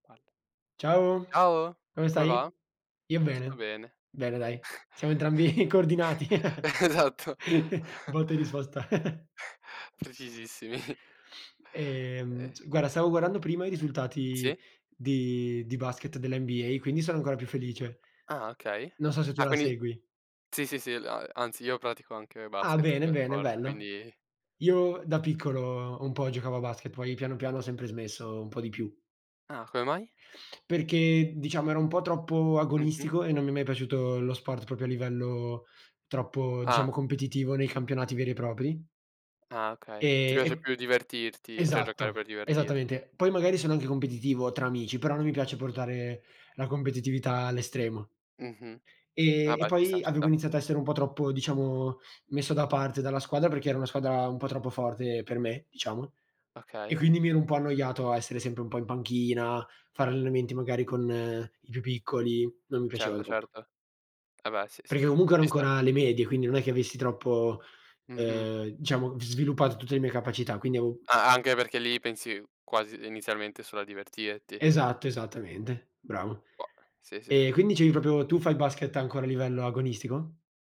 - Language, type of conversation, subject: Italian, unstructured, Quali sport ti piacciono di più e perché?
- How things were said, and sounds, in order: laughing while speaking: "entrambi coordinati"; chuckle; laughing while speaking: "Eh, esatto"; chuckle; laughing while speaking: "Precisissimi"; other background noise; "proprio" said as "propio"; "cioè" said as "ceh"; tapping; "proprio" said as "propio"